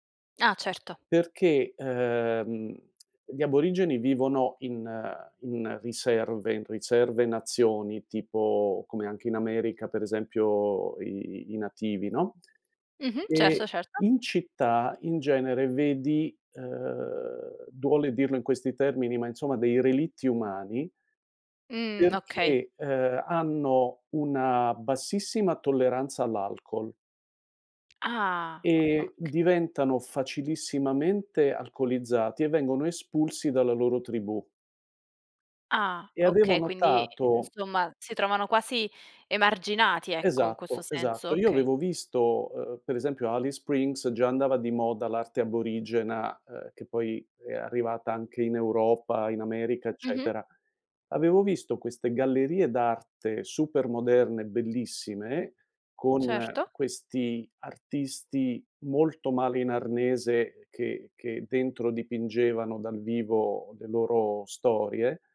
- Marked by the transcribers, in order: other background noise; "insomma" said as "inzomma"; tapping
- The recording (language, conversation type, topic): Italian, podcast, Qual è un tuo ricordo legato a un pasto speciale?